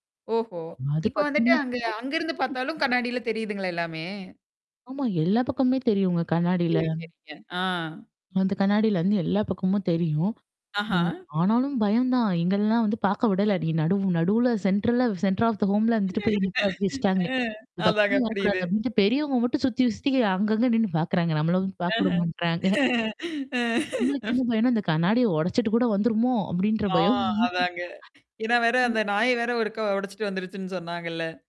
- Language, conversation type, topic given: Tamil, podcast, காடிலிருந்து நீ கற்றுக்கொண்ட ஒரு முக்கியமான பாடம் உன் வாழ்க்கையில் எப்படி வெளிப்படுகிறது?
- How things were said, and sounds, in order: distorted speech; in English: "சென்ட்ர் ஆப் த ஹோம்ல"; unintelligible speech; laugh; laughing while speaking: "நம்மள வந்து பார்க்கவுட மாட்றாங்க"; mechanical hum; laugh; "எங்களுக்கு" said as "உங்களுக்கு"; laugh; other noise; chuckle; static